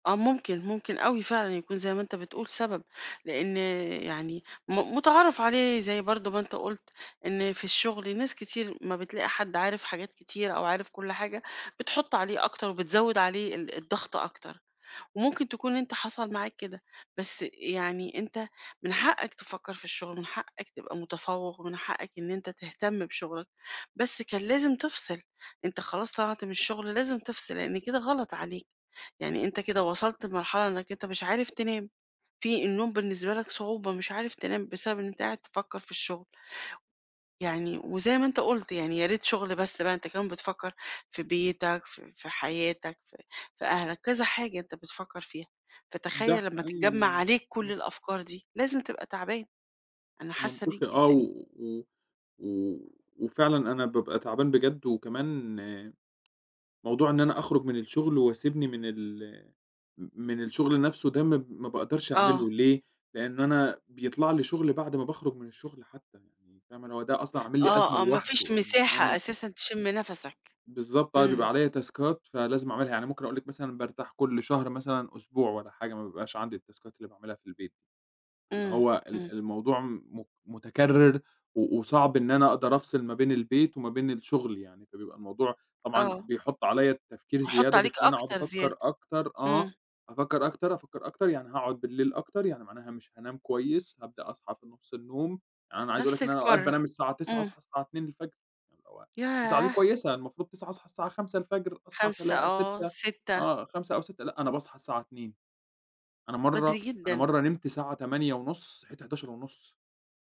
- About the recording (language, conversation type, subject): Arabic, advice, إزاي أقدر أنام وأنا دماغي مش بتبطل تفكير؟
- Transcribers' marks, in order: tapping; in English: "تاسكات"; in English: "التاسكات"